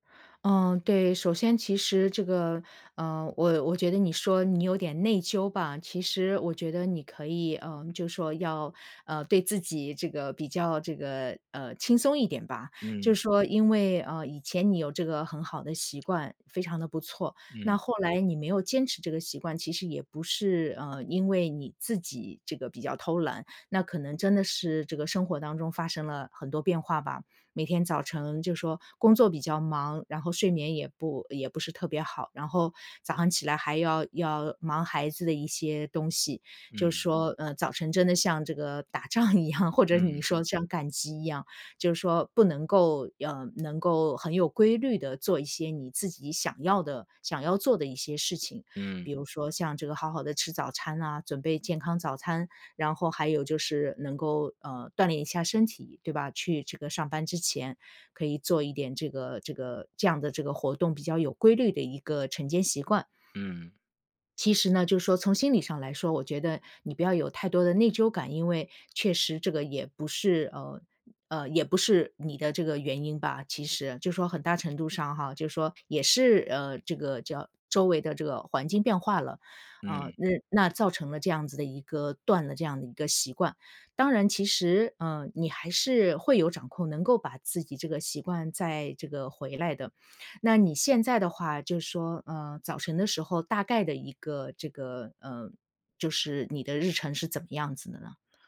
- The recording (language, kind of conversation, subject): Chinese, advice, 你想如何建立稳定的晨间习惯并坚持下去？
- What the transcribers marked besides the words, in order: laughing while speaking: "打仗一样"